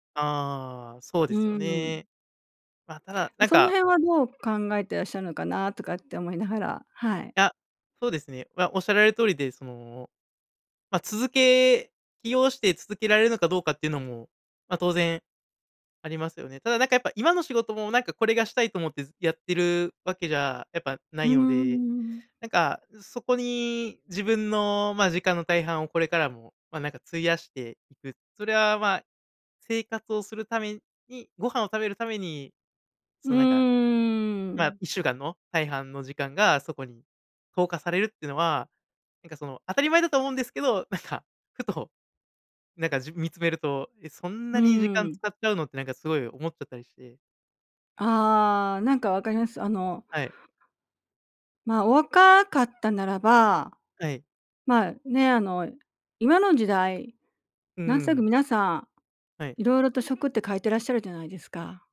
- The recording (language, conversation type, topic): Japanese, advice, 起業すべきか、それとも安定した仕事を続けるべきかをどのように判断すればよいですか？
- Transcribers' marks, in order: other background noise; other noise